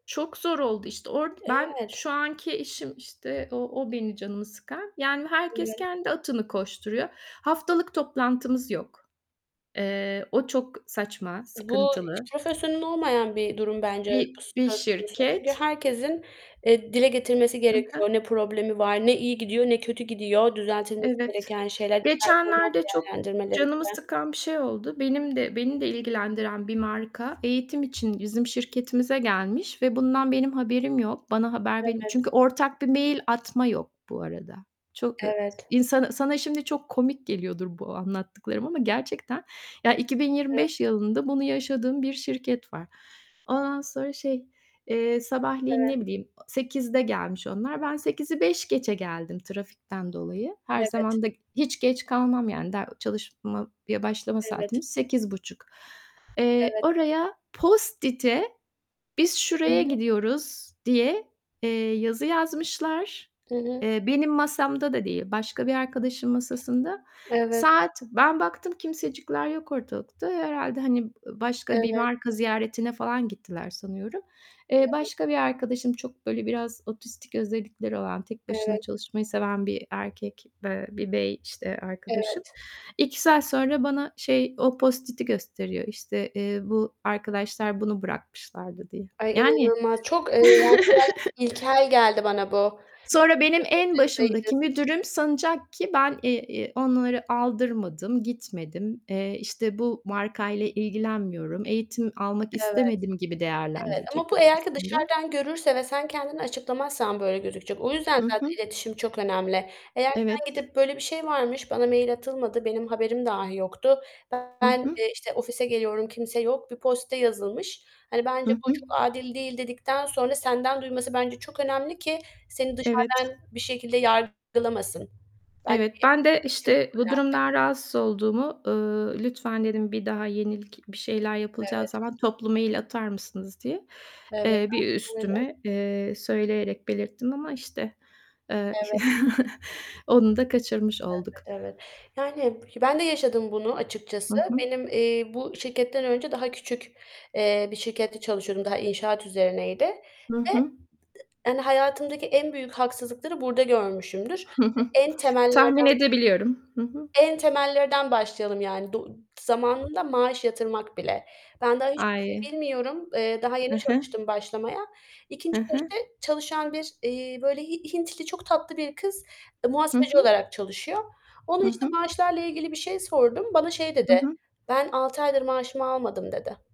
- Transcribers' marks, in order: unintelligible speech; tapping; unintelligible speech; unintelligible speech; other background noise; distorted speech; static; unintelligible speech; unintelligible speech; in English: "post-it'e"; in English: "post-it'i"; chuckle; in English: "post-it'e"; unintelligible speech; chuckle; giggle; unintelligible speech
- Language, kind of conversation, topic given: Turkish, unstructured, İş yerinde haksızlıkla karşılaştığınızda nasıl tepki verirsiniz?